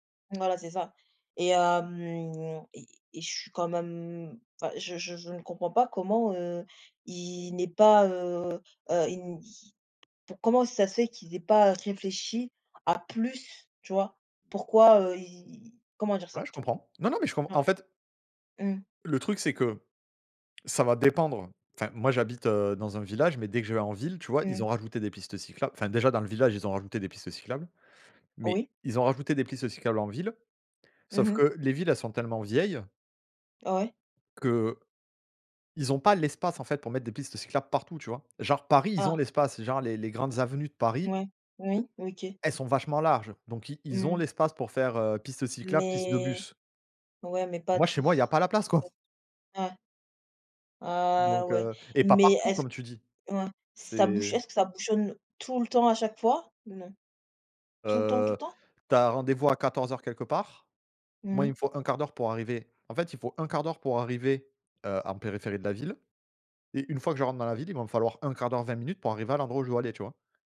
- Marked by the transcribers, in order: stressed: "plus"; tapping; stressed: "l'espace"; drawn out: "Mais"; drawn out: "Ah"; stressed: "tout"
- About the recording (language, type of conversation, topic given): French, unstructured, Qu’est-ce qui vous met en colère dans les embouteillages du matin ?